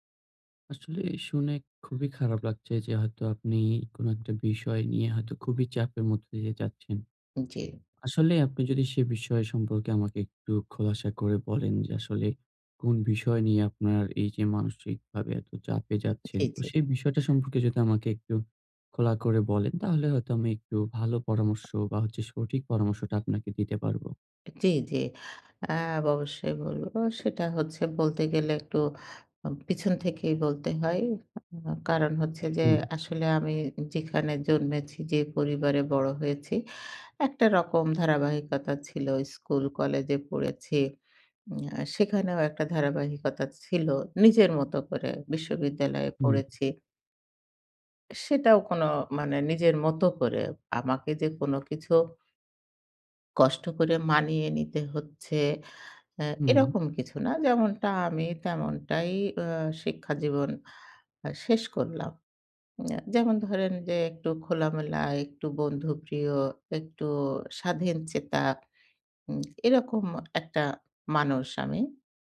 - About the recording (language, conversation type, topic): Bengali, advice, কর্মক্ষেত্রে নিজেকে আড়াল করে সবার সঙ্গে মানিয়ে চলার চাপ সম্পর্কে আপনি কীভাবে অনুভব করেন?
- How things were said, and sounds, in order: tapping